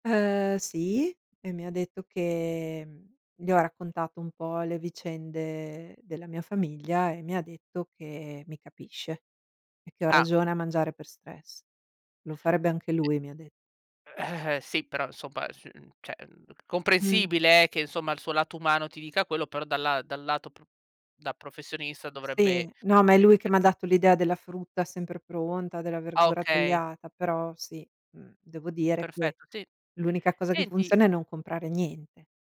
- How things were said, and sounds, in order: other background noise
- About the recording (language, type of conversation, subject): Italian, advice, Come posso smettere di mangiare per noia o stress e interrompere questo ciclo?